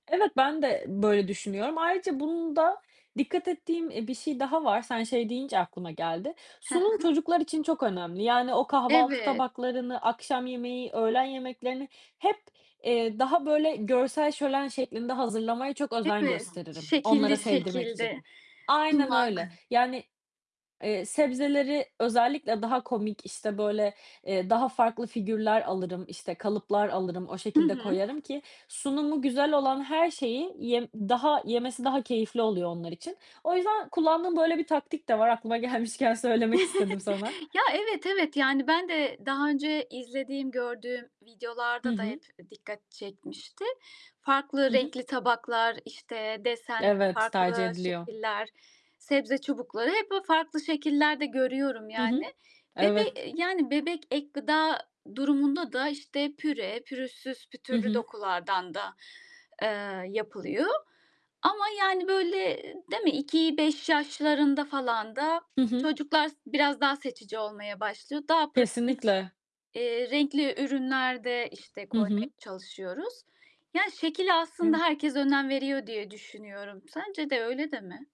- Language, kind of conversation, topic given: Turkish, podcast, Çocukların sebzeyi sevmesi için sizce ne yapmak gerekir?
- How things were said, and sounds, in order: other background noise; distorted speech; laughing while speaking: "gelmişken"; chuckle